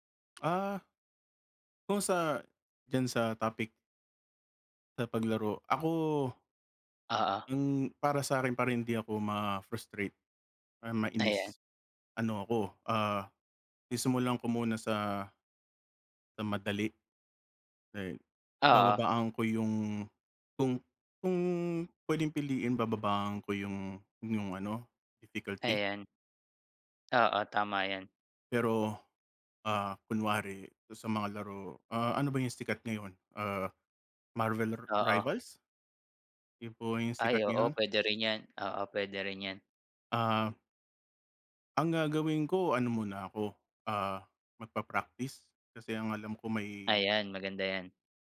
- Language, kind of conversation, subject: Filipino, unstructured, Paano mo naiiwasan ang pagkadismaya kapag nahihirapan ka sa pagkatuto ng isang kasanayan?
- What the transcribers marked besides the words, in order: none